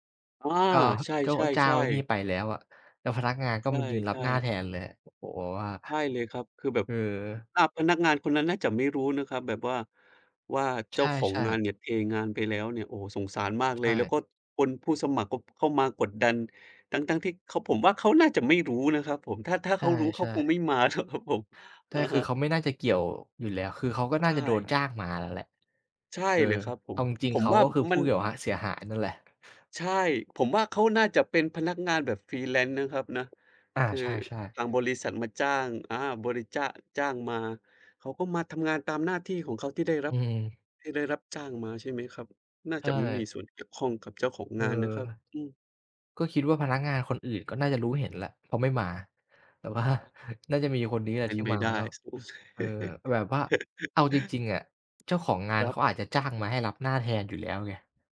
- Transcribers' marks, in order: tapping; other noise; laughing while speaking: "ท ครับผม"; other background noise; in English: "freelance"; laughing while speaking: "โอ้ เท"; chuckle
- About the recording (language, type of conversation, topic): Thai, unstructured, งานอดิเรกอะไรช่วยให้คุณรู้สึกผ่อนคลาย?